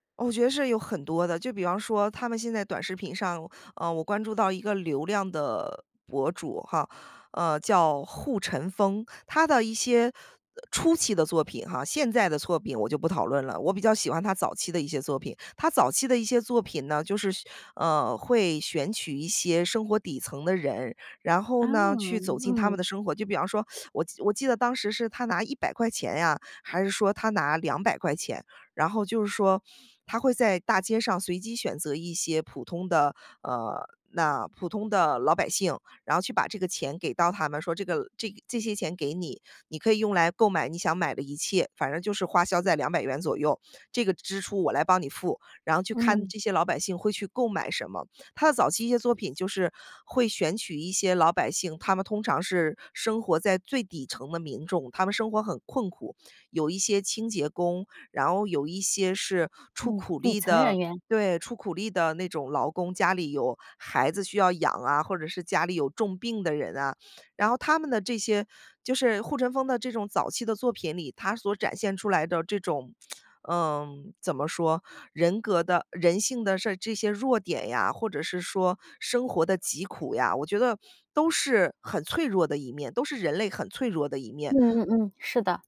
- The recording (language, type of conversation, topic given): Chinese, podcast, 你愿意在作品里展现脆弱吗？
- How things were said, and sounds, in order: teeth sucking; lip smack